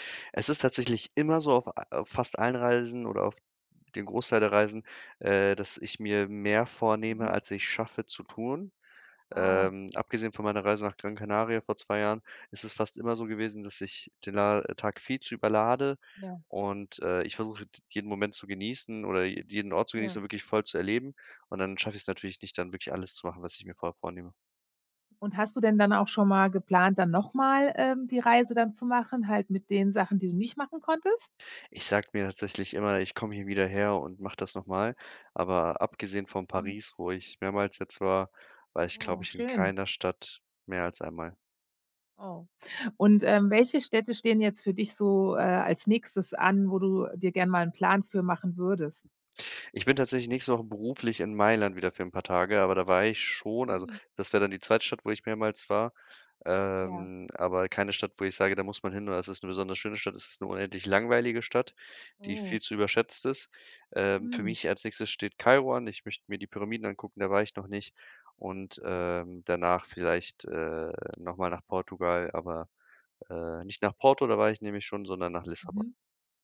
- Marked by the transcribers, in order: drawn out: "Ähm"; unintelligible speech
- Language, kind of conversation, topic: German, podcast, Was ist dein wichtigster Reisetipp, den jeder kennen sollte?